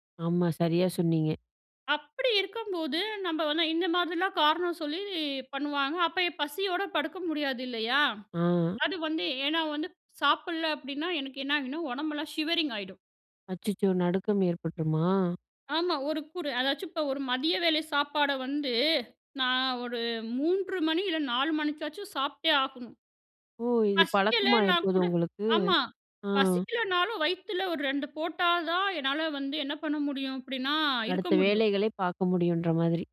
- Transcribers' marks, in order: in English: "ஷிவரிங்"
- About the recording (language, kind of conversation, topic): Tamil, podcast, பகிர்ந்து வசிக்கும் வீட்டில் தனிமையை நீங்கள் எப்படிப் பராமரிப்பீர்கள்?